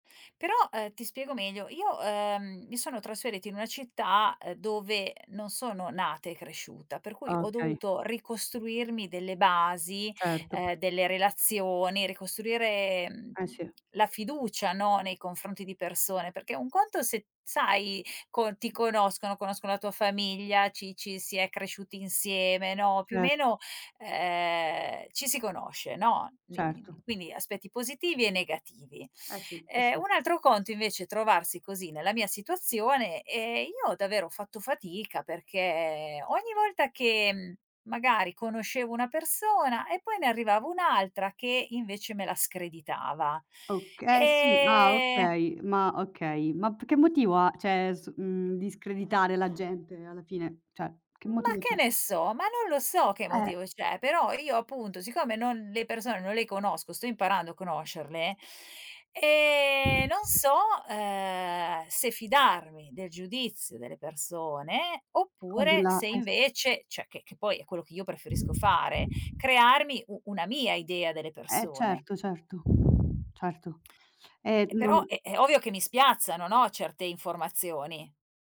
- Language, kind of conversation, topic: Italian, advice, Come posso gestire pettegolezzi e malintesi all’interno del gruppo?
- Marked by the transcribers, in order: tapping; drawn out: "ehm"; unintelligible speech; drawn out: "ehm"; "cioè" said as "ceh"; other background noise; "Cioè" said as "ceh"; drawn out: "e"; "cioè" said as "ceh"